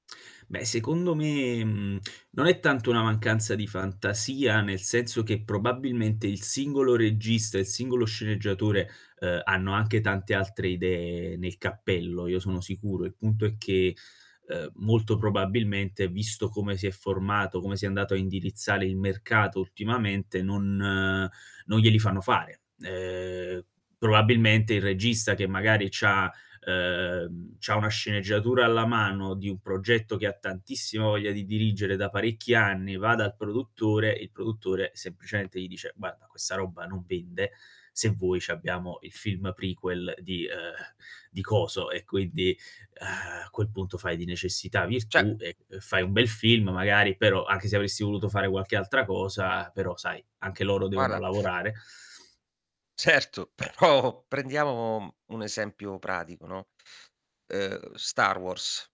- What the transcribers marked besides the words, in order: static; "regista" said as "reggista"; "indirizzare" said as "indirizzale"; drawn out: "Ehm"; drawn out: "ehm"; tapping; sigh; "Cioè" said as "ceh"; laughing while speaking: "Certo, però"
- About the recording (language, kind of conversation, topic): Italian, podcast, Che cosa ti spinge a rivedere un film più volte?